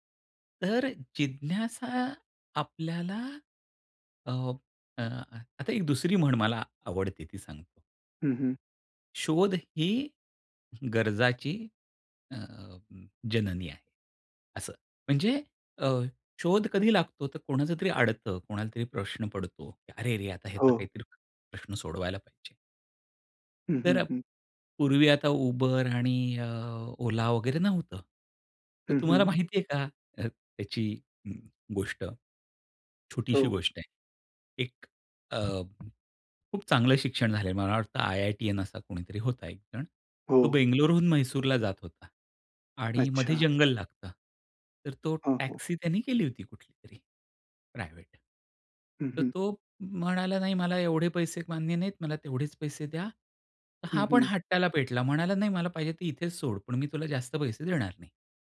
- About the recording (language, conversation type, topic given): Marathi, podcast, तुमची जिज्ञासा कायम जागृत कशी ठेवता?
- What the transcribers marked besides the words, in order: other noise; in English: "प्रायव्हेट"